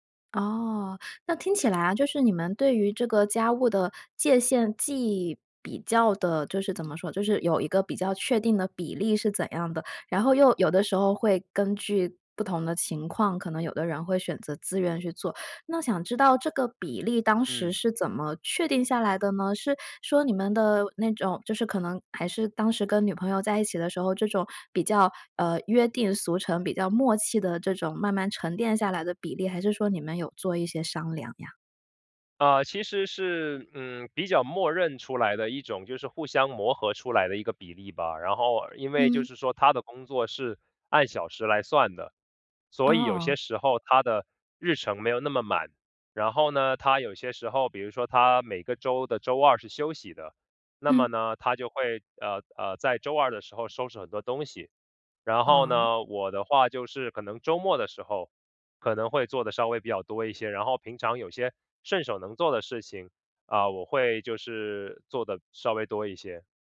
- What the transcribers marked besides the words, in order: none
- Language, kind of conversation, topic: Chinese, podcast, 你会把做家务当作表达爱的一种方式吗？